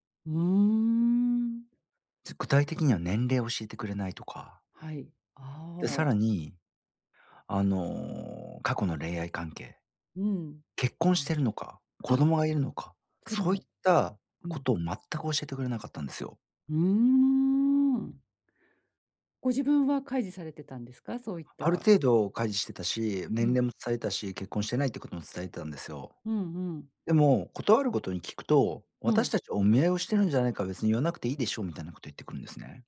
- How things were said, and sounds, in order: other background noise; drawn out: "うーん"
- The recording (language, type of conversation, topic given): Japanese, advice, 引っ越しで生じた別れの寂しさを、どう受け止めて整理すればいいですか？